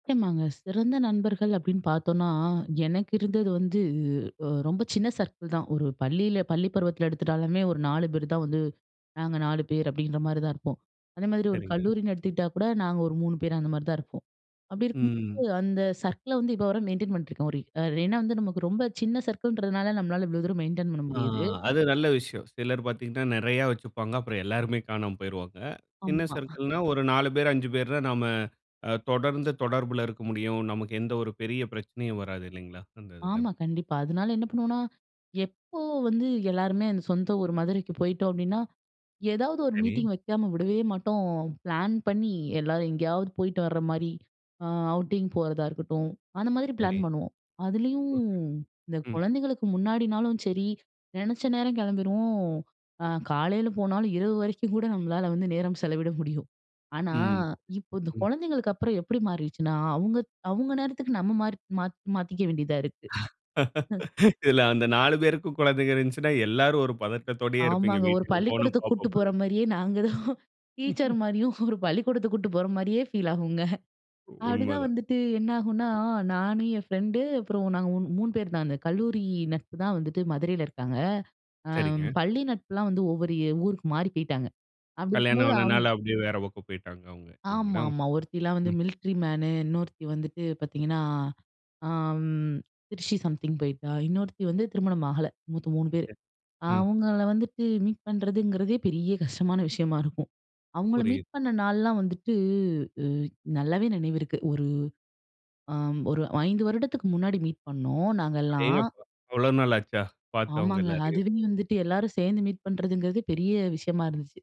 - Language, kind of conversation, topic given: Tamil, podcast, சிறந்த நண்பர்களோடு நேரம் கழிப்பதில் உங்களுக்கு மகிழ்ச்சி தருவது என்ன?
- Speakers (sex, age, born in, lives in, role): female, 25-29, India, India, guest; male, 35-39, India, India, host
- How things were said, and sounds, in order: in English: "சர்க்கிள்"; in English: "சர்க்கிள"; in English: "மெயின்டெயின்"; in English: "சர்க்கிள்"; in English: "மெயின்டெயின்"; chuckle; laugh; chuckle; unintelligible speech; chuckle; laughing while speaking: "தான் டீச்சர் மாரியும், ஒரு பள்ளிக்கோடத்துக்கு கூட்டு போற மாரியே ஃபீல் ஆகுங்க"; chuckle; chuckle; tapping; unintelligible speech